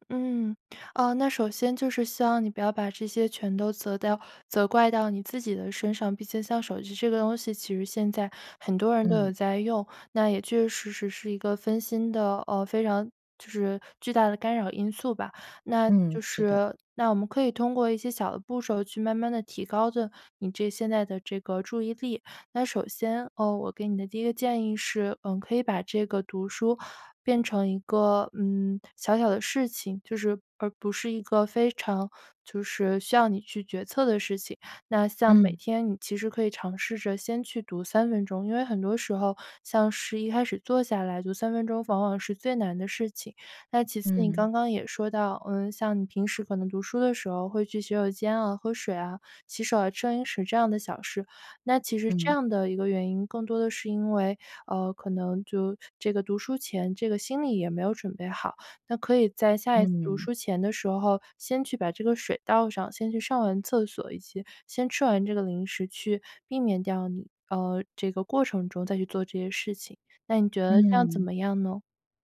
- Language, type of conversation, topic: Chinese, advice, 如何才能做到每天读书却不在坐下后就分心？
- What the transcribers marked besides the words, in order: none